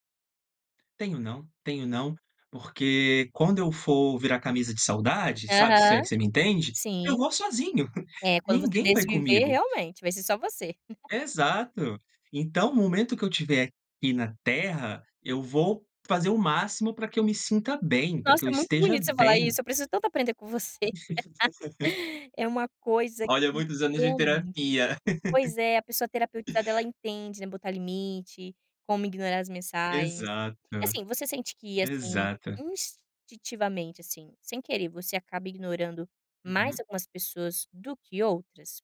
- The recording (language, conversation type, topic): Portuguese, podcast, Por que às vezes você ignora mensagens que já leu?
- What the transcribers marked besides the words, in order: tapping; other background noise; chuckle; chuckle; laugh; laughing while speaking: "você"; laugh; "instintivamente" said as "institivamente"